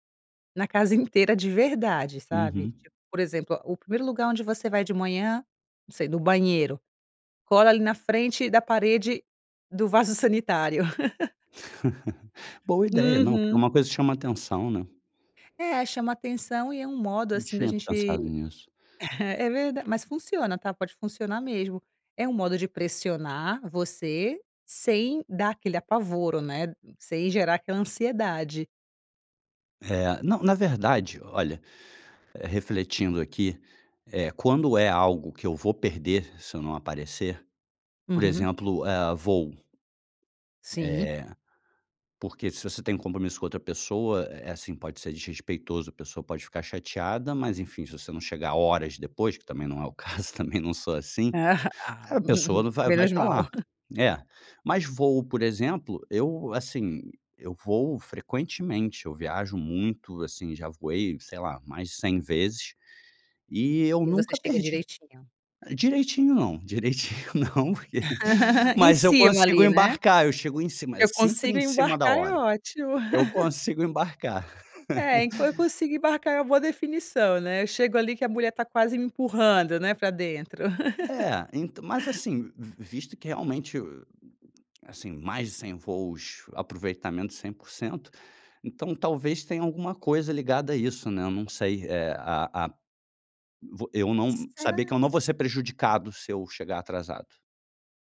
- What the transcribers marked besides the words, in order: laugh; chuckle; chuckle; laughing while speaking: "direitinho não, porque"; laugh; laugh; laugh; laugh
- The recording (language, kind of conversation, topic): Portuguese, advice, Por que estou sempre atrasado para compromissos importantes?